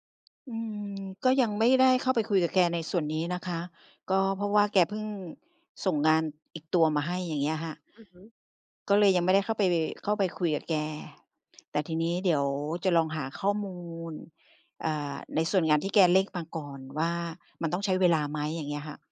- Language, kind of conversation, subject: Thai, advice, งานเยอะจนล้นมือ ไม่รู้ควรเริ่มจากตรงไหนก่อนดี?
- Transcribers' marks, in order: tapping